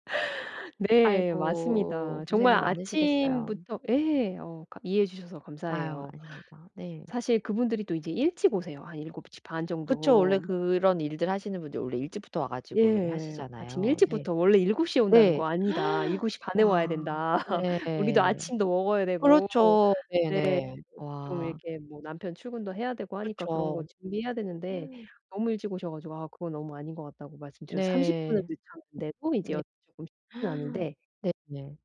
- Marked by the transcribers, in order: tapping; other background noise; laugh; gasp; gasp; gasp
- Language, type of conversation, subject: Korean, advice, 최근 스트레스가 많은데 어떻게 관리하고 회복력을 키울 수 있을까요?